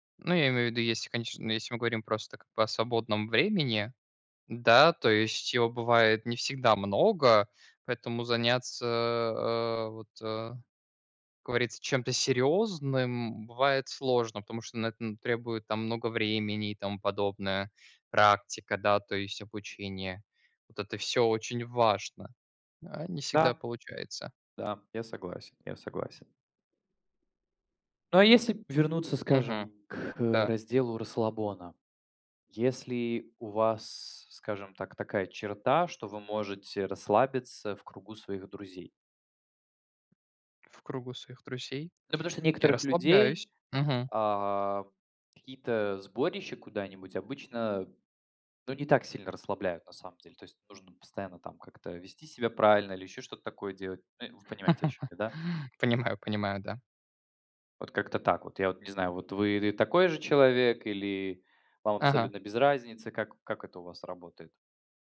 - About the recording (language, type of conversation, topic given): Russian, unstructured, Какие простые способы расслабиться вы знаете и используете?
- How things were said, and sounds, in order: chuckle